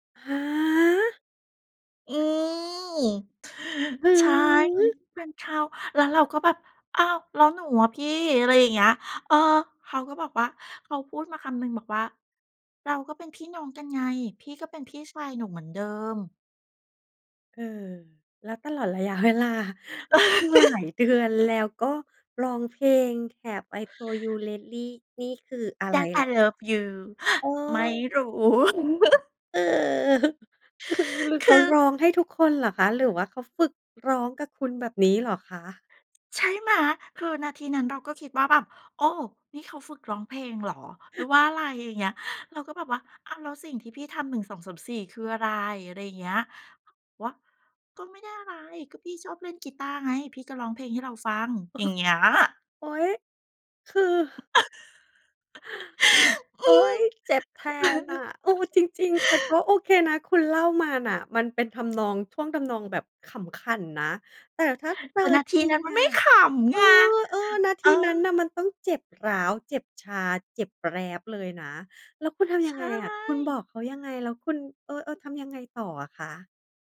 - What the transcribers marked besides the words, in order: drawn out: "ฮะ"; laughing while speaking: "เวลา"; laugh; in English: "Have I told you lately"; in English: "That I love you"; laugh; chuckle; laughing while speaking: "คือ"; laugh; laugh
- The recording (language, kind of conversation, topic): Thai, podcast, เพลงไหนพาให้คิดถึงความรักครั้งแรกบ้าง?